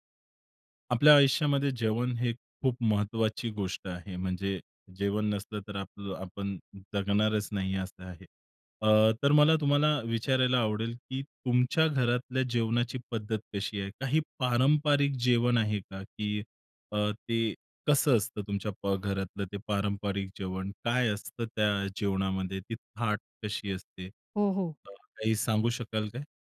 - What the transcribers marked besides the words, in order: none
- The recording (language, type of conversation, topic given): Marathi, podcast, तुमच्या घरच्या खास पारंपरिक जेवणाबद्दल तुम्हाला काय आठवतं?